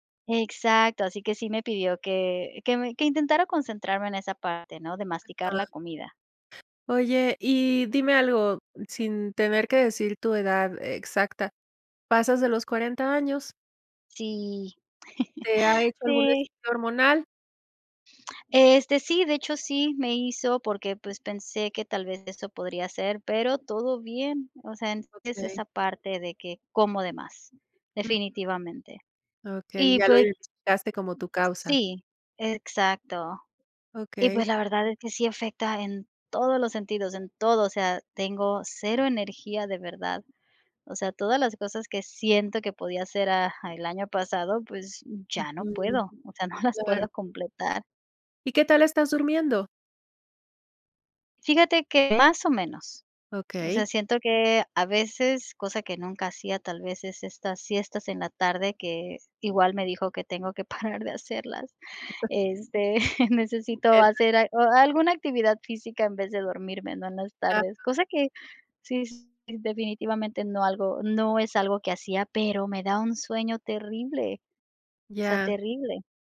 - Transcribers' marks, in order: other background noise; chuckle; tapping; unintelligible speech; unintelligible speech
- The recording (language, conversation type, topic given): Spanish, advice, ¿Qué cambio importante en tu salud personal está limitando tus actividades?